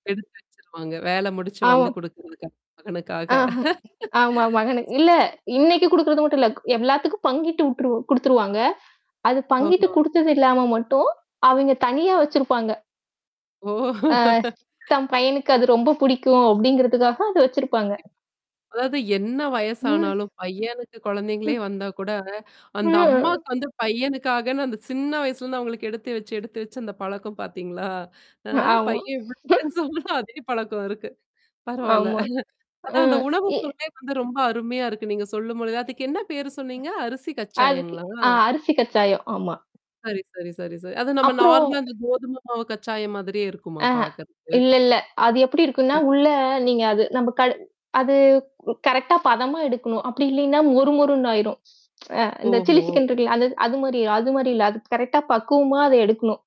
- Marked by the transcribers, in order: static; other background noise; laugh; laughing while speaking: "ஓ!"; mechanical hum; tapping; distorted speech; other noise; laughing while speaking: "இவ்ளோ பெருசானாலும் அதே பழக்கம் இருக்கு. பரவால்ல"; hiccup; in English: "நார்மலா"; in English: "கரெக்ட்டா"; in English: "சில்லி சிக்கன்"; in English: "கரெக்ட்டா"
- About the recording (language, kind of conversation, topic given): Tamil, podcast, உங்கள் குடும்பத்தில் சமையல் மரபு எப்படி தொடங்கி, இன்று வரை எப்படி தொடர்ந்திருக்கிறது?